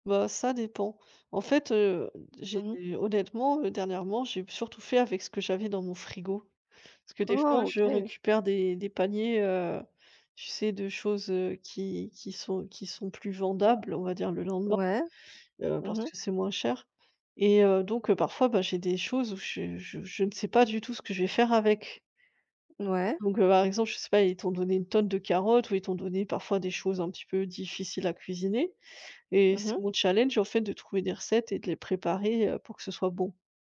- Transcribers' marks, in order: tapping
- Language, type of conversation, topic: French, unstructured, Qu’est-ce qui te motive à essayer une nouvelle recette ?